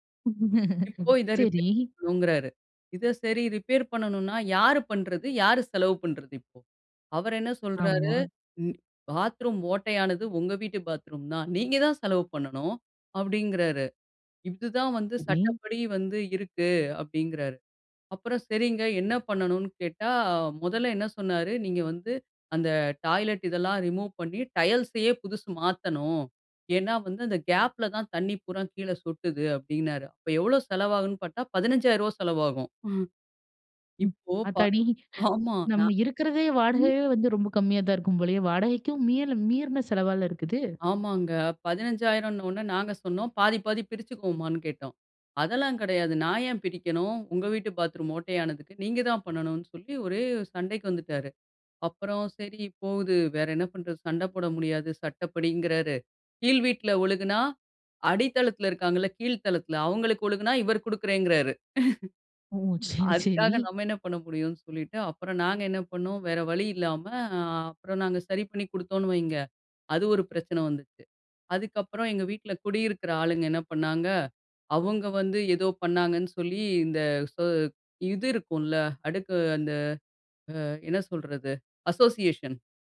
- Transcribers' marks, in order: laugh; other background noise; in English: "ரிமூவ்"; surprised: "ஆத்தாடி!"; chuckle; other noise; "உடனே" said as "னே"; chuckle; in English: "அசோசியேஷன்"
- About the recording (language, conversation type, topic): Tamil, podcast, வீட்டை வாங்குவது ஒரு நல்ல முதலீடா என்பதை நீங்கள் எப்படித் தீர்மானிப்பீர்கள்?